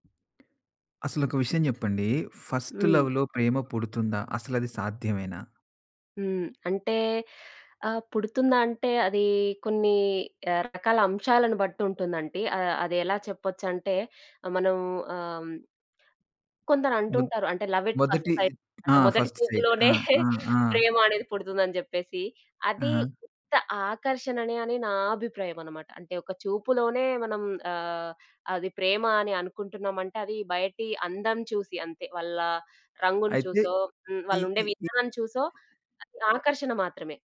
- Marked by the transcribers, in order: other background noise; in English: "ఫస్ట్ లవ్‌లో"; tapping; lip smack; in English: "లవ్ ఎట్ ఫస్ట్ సైట్"; in English: "ఫస్ట్ సైట్"; chuckle
- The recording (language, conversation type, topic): Telugu, podcast, ఒక్క పరిచయంతోనే ప్రేమకథ మొదలవుతుందా?